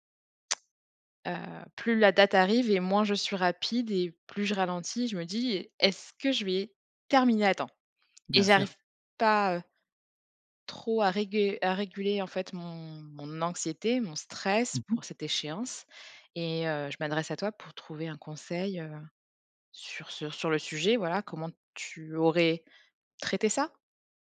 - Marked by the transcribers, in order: tongue click; other background noise
- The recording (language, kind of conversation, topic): French, advice, Comment surmonter un blocage d’écriture à l’approche d’une échéance ?